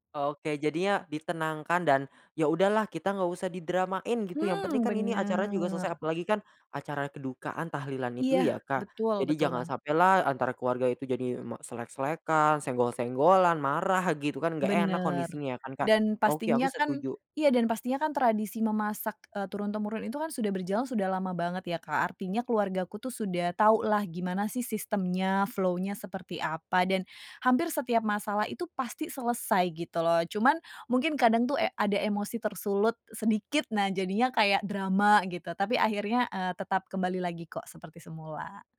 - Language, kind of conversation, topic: Indonesian, podcast, Apa kebiasaan memasak yang turun-temurun di keluargamu?
- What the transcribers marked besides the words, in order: tapping; in English: "flow-nya"